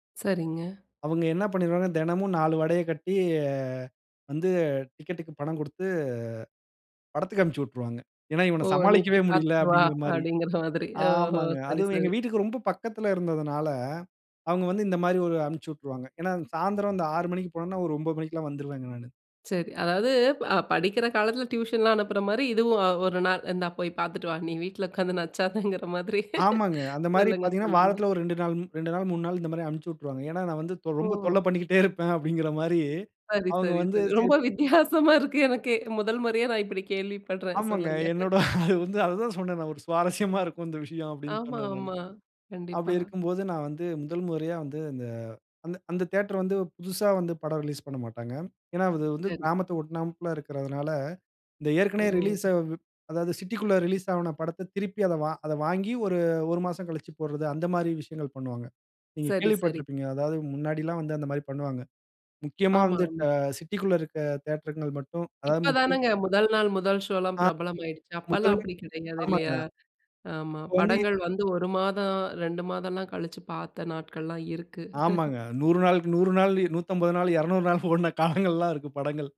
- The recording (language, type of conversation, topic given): Tamil, podcast, சினிமா கதைகள் நம் மனதை எவ்வாறு ஊக்குவிக்கின்றன?
- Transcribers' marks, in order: other background noise; laugh; laughing while speaking: "ரொம்ப வித்தியாசமா இருக்கு எனக்கே. முதல் முறையா நான் இப்டி கேள்விப்பட்றேன் சொல்லுங்க"; chuckle; other noise; laugh; chuckle